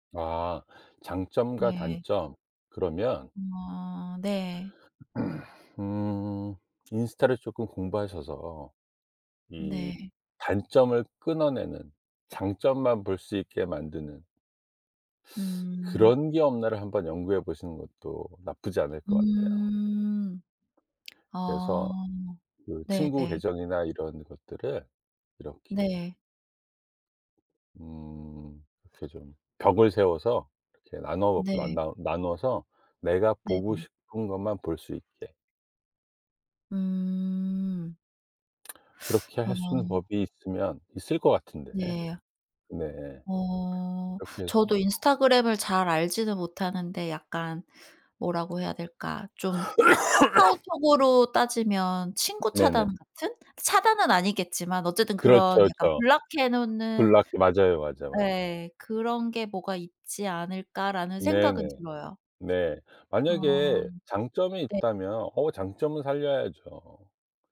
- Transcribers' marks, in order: other background noise; throat clearing; lip smack; other noise; cough; in English: "블락"; in English: "블락"; tapping
- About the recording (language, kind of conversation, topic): Korean, advice, 주변과 비교하다가 삶의 의미가 흔들릴 때, 어떤 생각이 드시나요?